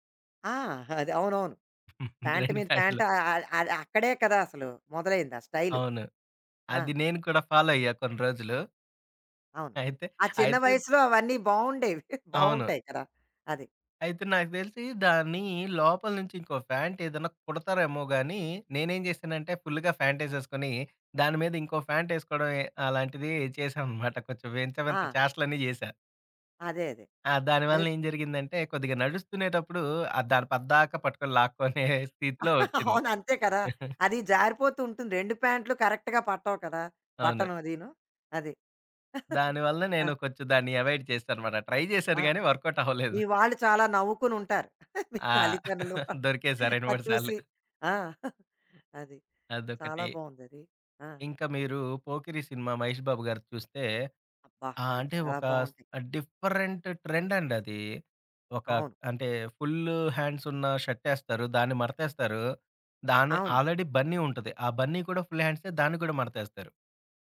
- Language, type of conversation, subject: Telugu, podcast, ఏ సినిమా పాత్ర మీ స్టైల్‌ను మార్చింది?
- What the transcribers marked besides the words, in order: in English: "ప్యాంట్"; other background noise; laughing while speaking: "రెండు ఫ్యాంట్లు"; in English: "ప్యాంట్"; in English: "ఫాలో"; chuckle; chuckle; in English: "కరెక్ట్‌గా"; chuckle; in English: "అవాయిడ్"; laughing while speaking: "ట్రై జేశాను గాని, వర్కౌటవ్వలేదు"; in English: "ట్రై"; laughing while speaking: "దొరికేసా రెండు మూడు సార్లు"; laughing while speaking: "మీ తల్లిదండ్రులు, అది చూసి"; in English: "డిఫరెంట్"; stressed: "డిఫరెంట్"; in English: "ఆల్రెడి"; in English: "ఫుల్"